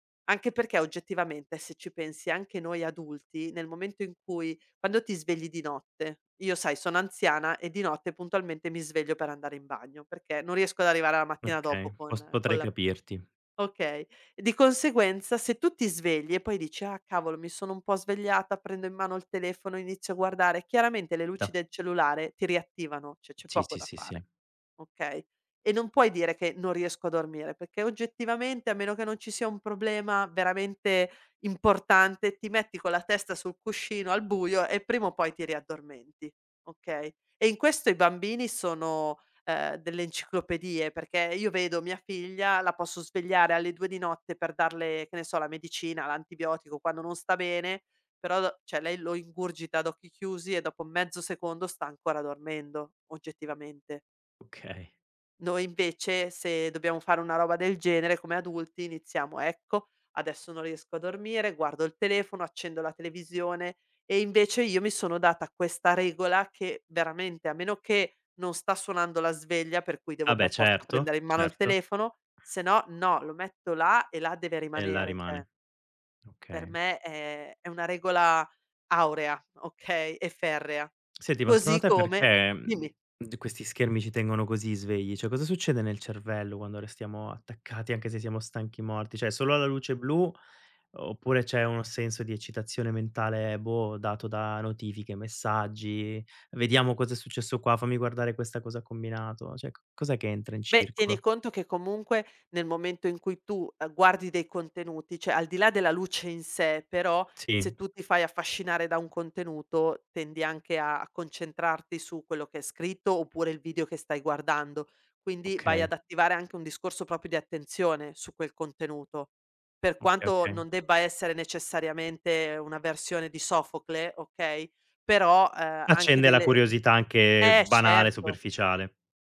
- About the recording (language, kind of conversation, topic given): Italian, podcast, Come gestisci schermi e tecnologia prima di andare a dormire?
- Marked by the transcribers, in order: "perché" said as "pecchè"; tapping; "cioè" said as "ceh"; laughing while speaking: "Okay"; "cioè" said as "ceh"; "Cioè" said as "ceh"; "Cioè" said as "ceh"; "cioè" said as "ceh"; "cioè" said as "ceh"; "proprio" said as "propio"